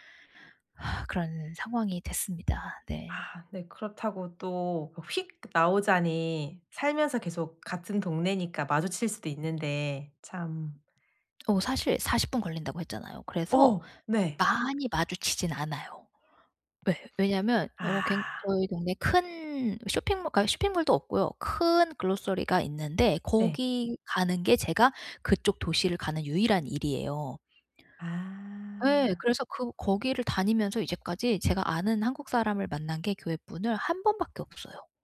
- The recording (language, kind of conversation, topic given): Korean, advice, 과도한 요청을 정중히 거절하려면 어떻게 말하고 어떤 태도를 취하는 것이 좋을까요?
- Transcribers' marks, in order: exhale; exhale; tapping; other background noise; in English: "글로서리가"